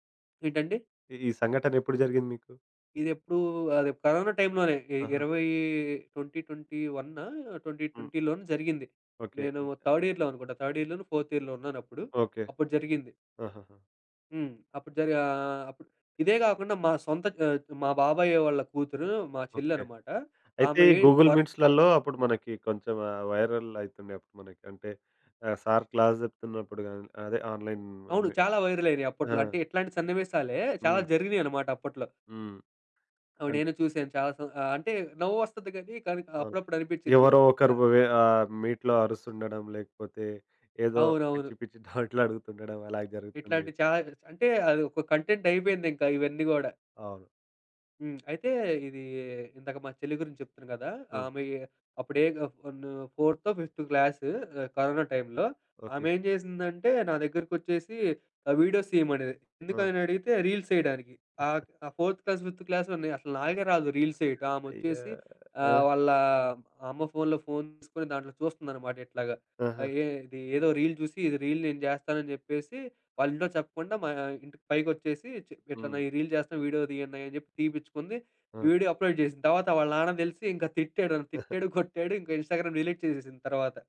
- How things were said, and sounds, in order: in English: "ట్వెంటీ ట్వెంటీ"; in English: "థర్డ్ ఇయర్‌లో"; in English: "థర్డ్ ఇయర్‌లోనో, ఫోర్త్ ఇయర్‌లో"; other background noise; in English: "గూగుల్"; in English: "క్లాస్"; in English: "మీట్‌లో"; chuckle; tapping; in English: "వీడియోస్"; in English: "రీల్స్"; in English: "ఫోర్త్ క్లాస్, ఫిఫ్త్"; in English: "రీల్స్"; in English: "రీల్"; in English: "రీల్"; in English: "రీల్"; in English: "అప్లోడ్"; giggle; in English: "ఇన్‌స్టా‌గ్రామ్ డెలీట్"; chuckle
- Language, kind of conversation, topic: Telugu, podcast, బిడ్డల డిజిటల్ స్క్రీన్ టైమ్‌పై మీ అభిప్రాయం ఏమిటి?